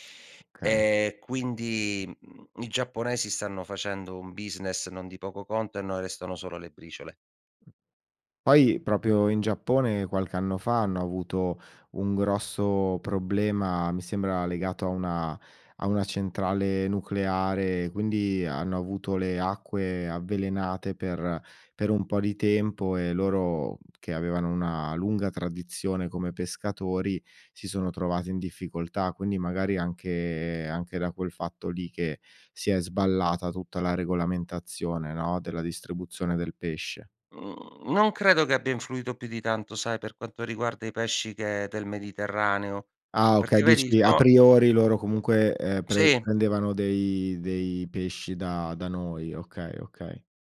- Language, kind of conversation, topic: Italian, podcast, In che modo i cicli stagionali influenzano ciò che mangiamo?
- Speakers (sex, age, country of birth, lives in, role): male, 40-44, Italy, Italy, guest; male, 40-44, Italy, Italy, host
- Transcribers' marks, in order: in English: "business"; tapping